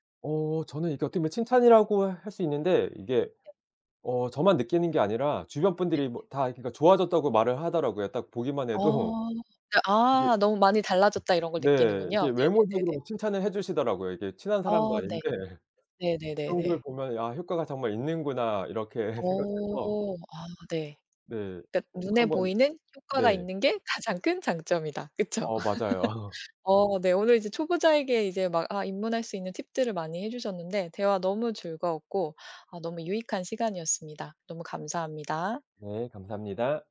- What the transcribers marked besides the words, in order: other background noise; laughing while speaking: "해도"; laughing while speaking: "아닌데"; laughing while speaking: "이렇게"; laugh
- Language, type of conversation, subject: Korean, podcast, 초보자에게 가장 쉬운 입문 팁은 뭔가요?